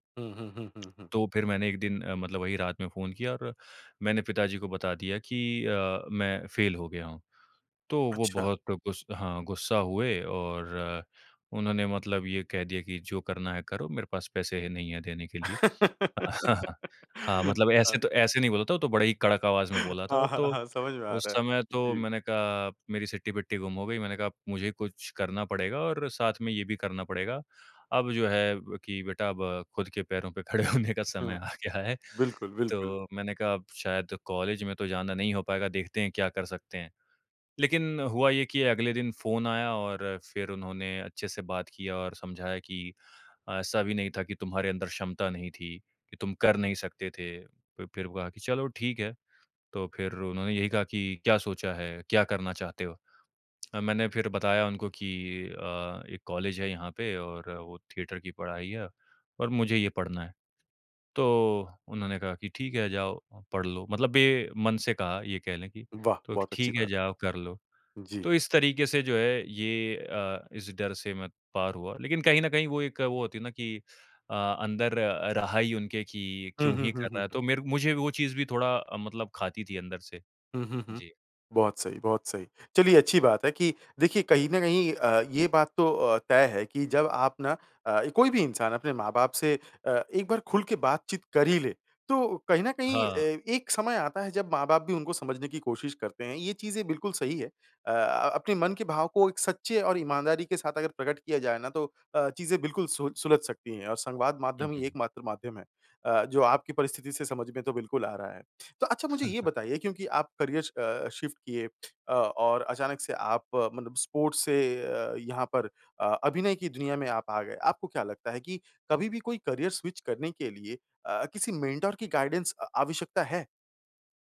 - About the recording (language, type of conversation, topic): Hindi, podcast, अपने डर पर काबू पाने का अनुभव साझा कीजिए?
- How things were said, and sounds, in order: laugh; chuckle; laughing while speaking: "खड़े होने का समय आ गया है"; in English: "थिएटर"; chuckle; in English: "करियर"; in English: "शिफ्ट"; in English: "स्पोर्ट्स"; in English: "करियर स्विच"; in English: "मेंटर"; in English: "गाइडेंस"